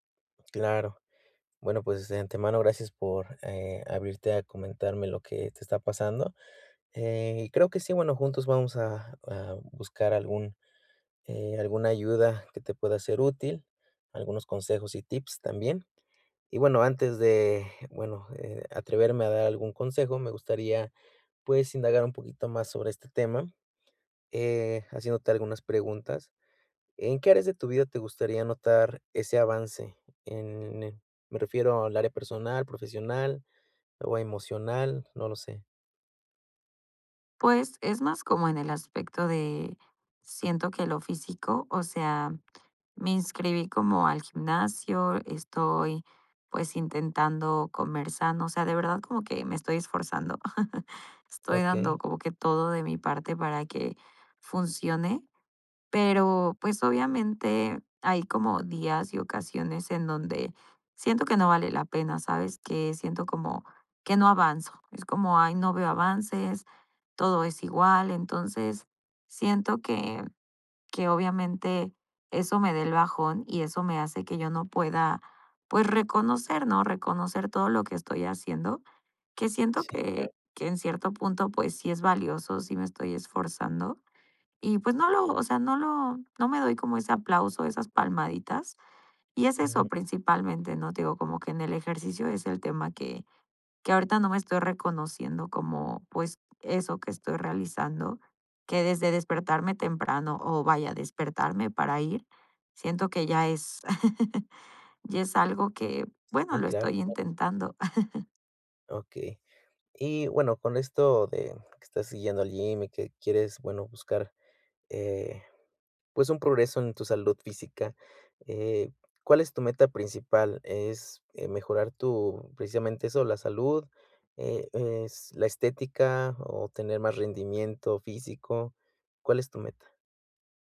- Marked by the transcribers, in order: tapping; "comenzando" said as "comerzando"; chuckle; chuckle; unintelligible speech; chuckle
- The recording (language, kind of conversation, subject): Spanish, advice, ¿Cómo puedo reconocer y valorar mi progreso cada día?